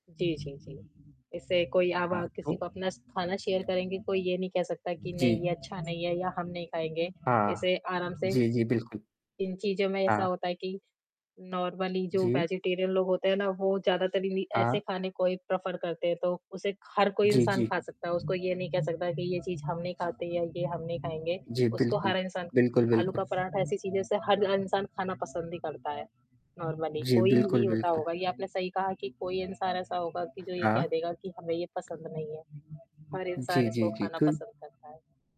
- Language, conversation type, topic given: Hindi, unstructured, आपको कौन सा खाना सबसे ज़्यादा पसंद है और क्यों?
- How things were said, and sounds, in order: static; other background noise; in English: "शेयर"; tapping; in English: "नॉर्मली"; in English: "वेजिटेरियन"; in English: "प्रफर"; in English: "नॉर्मली"